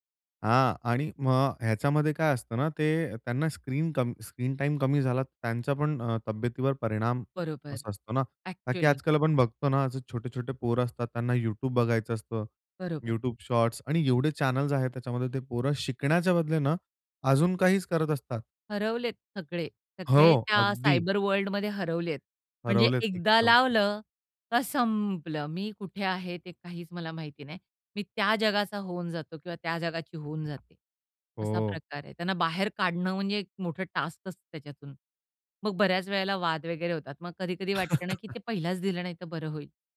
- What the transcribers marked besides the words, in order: other noise; in English: "सायबरवर्ल्ड"; drawn out: "संपलं"; tapping; in English: "टास्कच"; laugh
- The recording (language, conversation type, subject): Marathi, podcast, डिजिटल डिटॉक्स तुमच्या विश्रांतीला कशी मदत करतो?